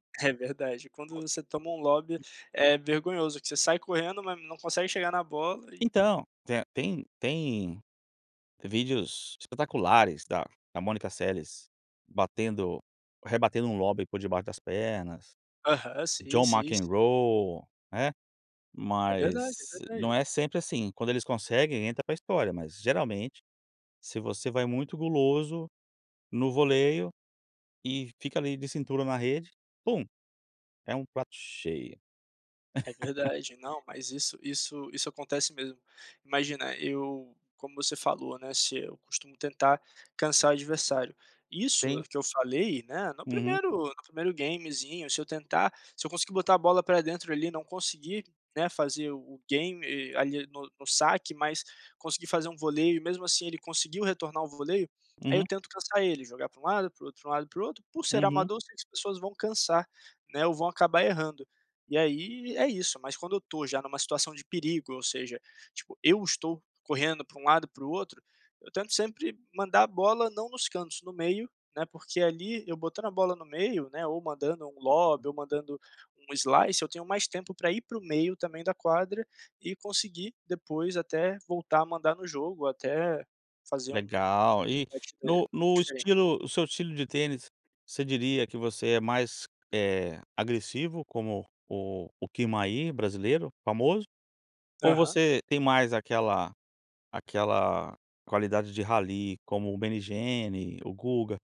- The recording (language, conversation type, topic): Portuguese, podcast, Como você supera bloqueios criativos nesse hobby?
- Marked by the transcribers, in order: unintelligible speech; laugh; tapping; unintelligible speech; unintelligible speech